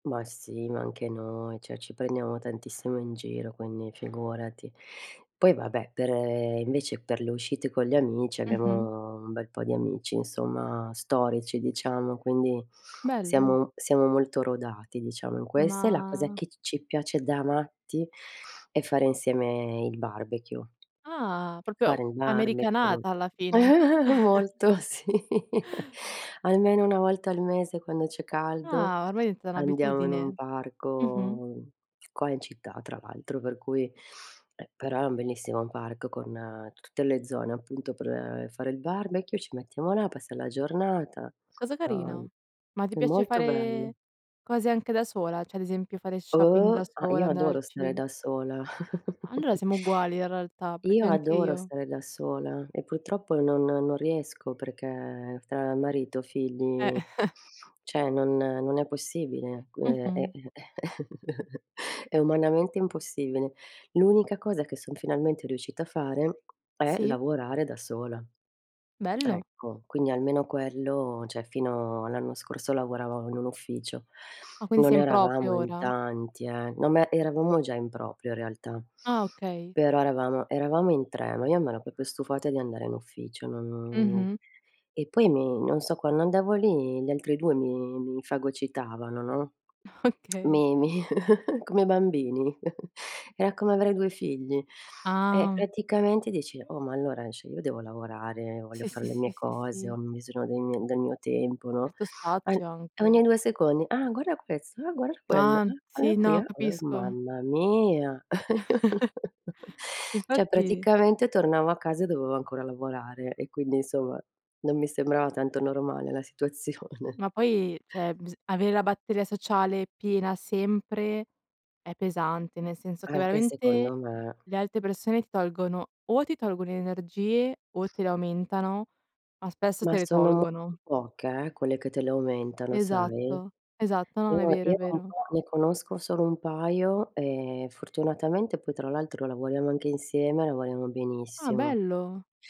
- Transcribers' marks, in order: door; "proprio" said as "propio"; tapping; chuckle; laughing while speaking: "sì"; chuckle; "diventa" said as "dintata"; other background noise; chuckle; chuckle; tsk; chuckle; laughing while speaking: "Okay"; unintelligible speech; chuckle; laughing while speaking: "situazione"
- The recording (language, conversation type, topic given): Italian, unstructured, Cosa ti piace fare quando sei in compagnia?